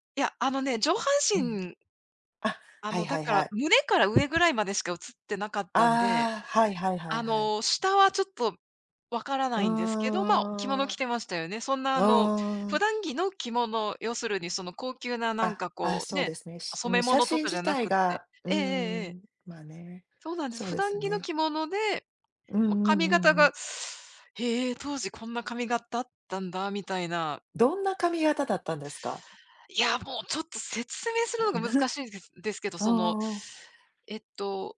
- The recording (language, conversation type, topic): Japanese, unstructured, 一日だけ過去に戻れるとしたら、どの時代に行きたいですか？
- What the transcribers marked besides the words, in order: other noise; teeth sucking; chuckle